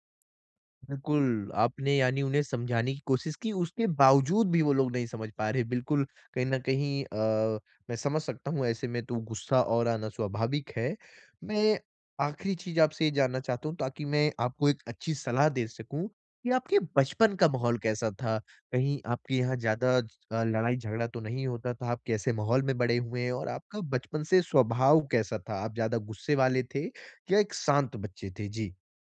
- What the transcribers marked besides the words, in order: none
- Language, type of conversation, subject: Hindi, advice, आलोचना पर अपनी भावनात्मक प्रतिक्रिया को कैसे नियंत्रित करूँ?